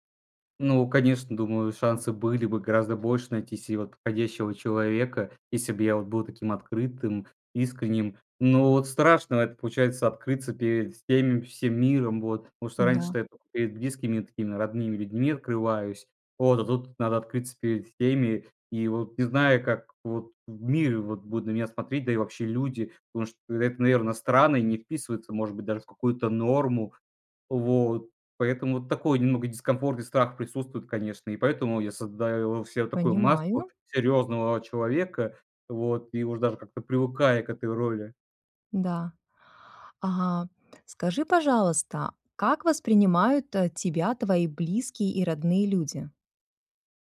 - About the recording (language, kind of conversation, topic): Russian, advice, Чего вы боитесь, когда становитесь уязвимыми в близких отношениях?
- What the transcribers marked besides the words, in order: tapping; other background noise